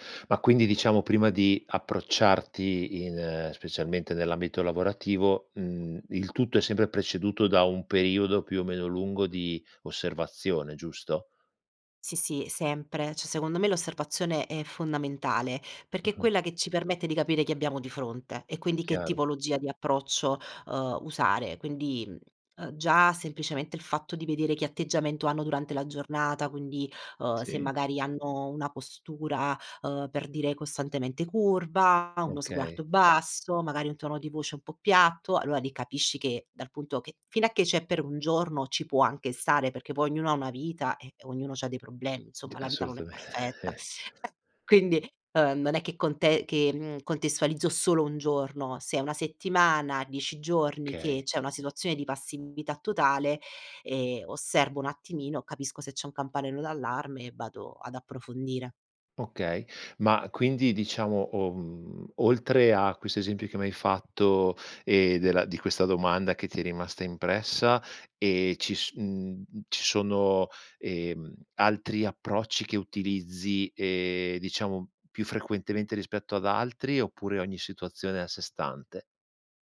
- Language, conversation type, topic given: Italian, podcast, Come fai a porre domande che aiutino gli altri ad aprirsi?
- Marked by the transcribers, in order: other background noise; "cioè" said as "ceh"; laughing while speaking: "assolutamente"; "Okay" said as "kay"